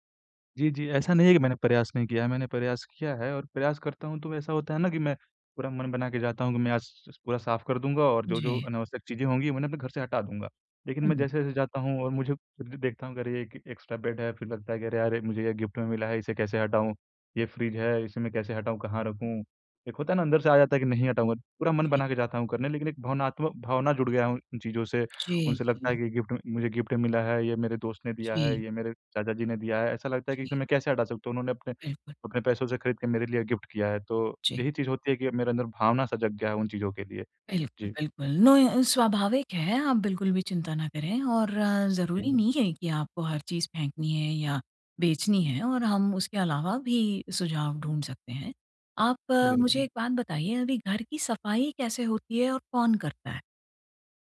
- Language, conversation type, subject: Hindi, advice, मैं अपने घर की अनावश्यक चीज़ें कैसे कम करूँ?
- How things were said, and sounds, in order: in English: "एक्स्ट्रा"; in English: "गिफ्ट"; in English: "गिफ्ट"; in English: "गिफ्ट"; in English: "गिफ्ट"